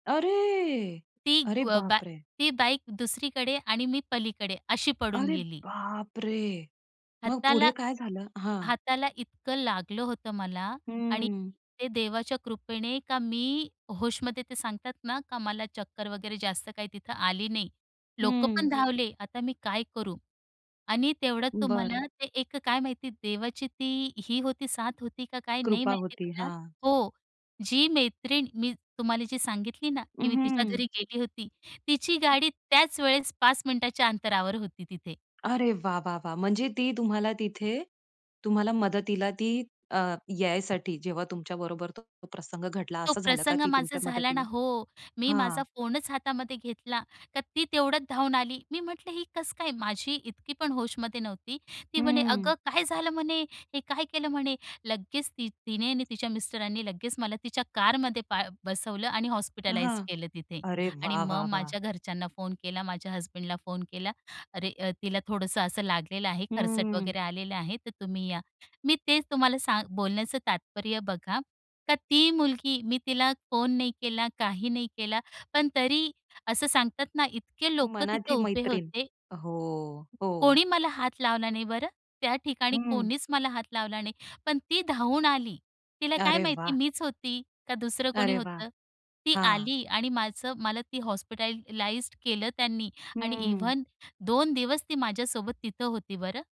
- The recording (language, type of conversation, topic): Marathi, podcast, खरा मित्र आहे हे तुला कसं कळतं?
- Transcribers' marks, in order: surprised: "अरे, अरे बापरे!"; other background noise; surprised: "अरे बापरे!"; tapping; in English: "हॉस्पिटलाईज"; in English: "हॉस्पिटलाइज्ड"; in English: "इव्हन"